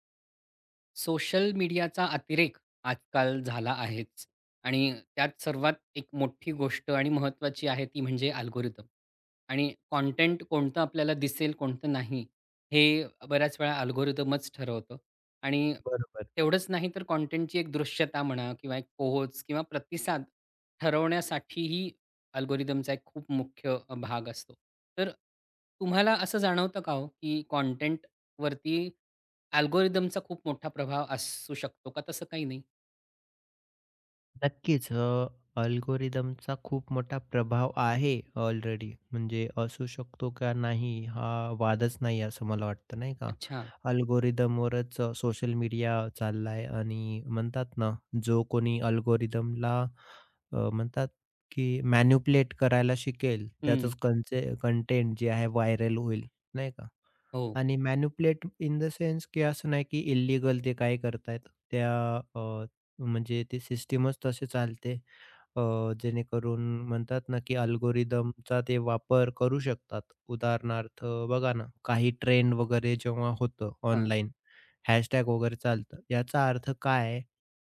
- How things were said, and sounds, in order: other background noise; in English: "अल्गोरिदम"; in English: "अल्गोरिदमच"; in English: "अल्गोरिदमचा"; in English: "अल्गोरिदमचा"; in English: "अल्गोरिदमचा"; in English: "अल्गोरिदमवरच"; in English: "अल्गोरिदमला"; in English: "व्हायरल"; in English: "इन द सेन्स"; tapping; in English: "अल्गोरिदमचा"
- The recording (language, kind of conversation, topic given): Marathi, podcast, सामग्रीवर शिफारस-यंत्रणेचा प्रभाव तुम्हाला कसा जाणवतो?